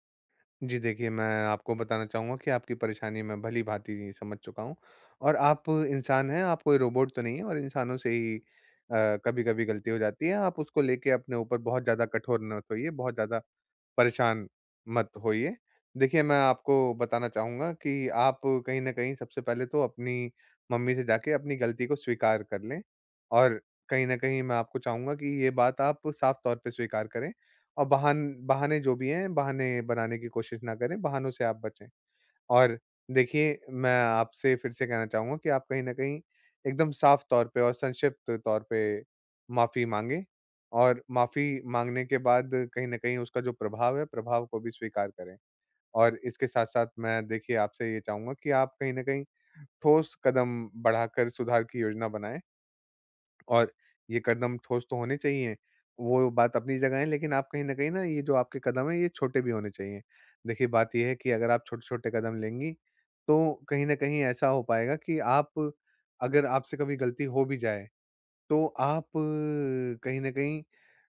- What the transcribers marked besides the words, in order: tapping
- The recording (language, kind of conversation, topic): Hindi, advice, गलती की जिम्मेदारी लेकर माफी कैसे माँगूँ और सुधार कैसे करूँ?